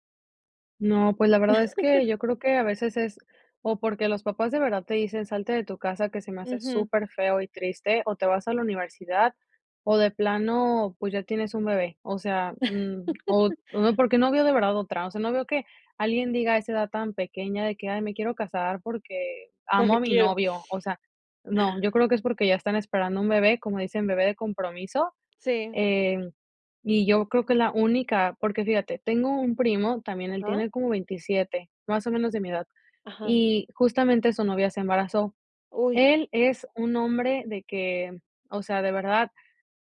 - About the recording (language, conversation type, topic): Spanish, podcast, ¿A qué cosas te costó más acostumbrarte cuando vivías fuera de casa?
- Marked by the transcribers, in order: laugh; laugh